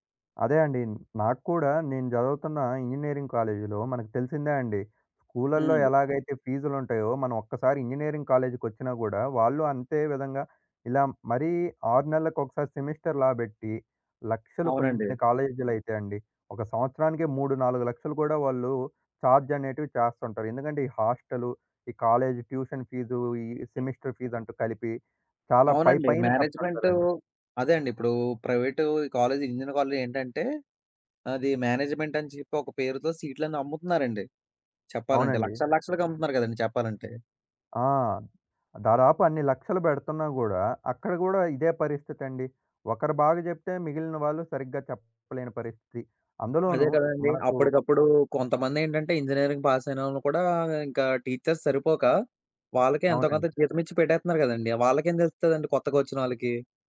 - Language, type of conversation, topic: Telugu, podcast, పరిమిత బడ్జెట్‌లో ఒక నైపుణ్యాన్ని ఎలా నేర్చుకుంటారు?
- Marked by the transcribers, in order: other background noise; in English: "సెమిస్టర్స్"; in English: "ఛార్జ్"; in English: "ట్యూషన్"; in English: "సెమిస్టర్"; in English: "ఇంజినీరింగ్"; in English: "మేనేజ్‌మెంట్"; in English: "ఇంజినీరింగ్ పాస్"; in English: "టీచర్స్"